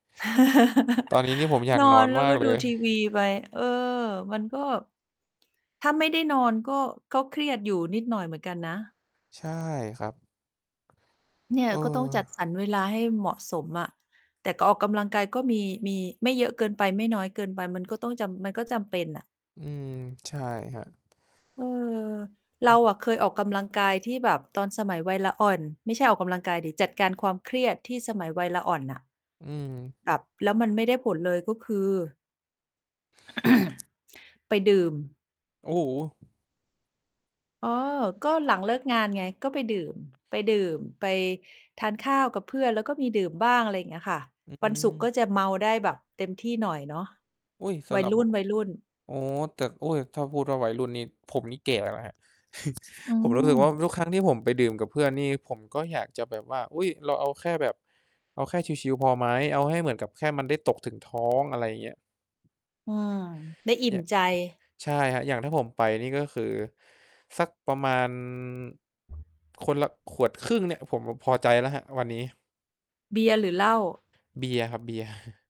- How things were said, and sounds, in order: laugh; distorted speech; static; tapping; throat clearing; chuckle; chuckle
- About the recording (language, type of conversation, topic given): Thai, unstructured, คุณจัดการกับความเครียดจากงานอย่างไร?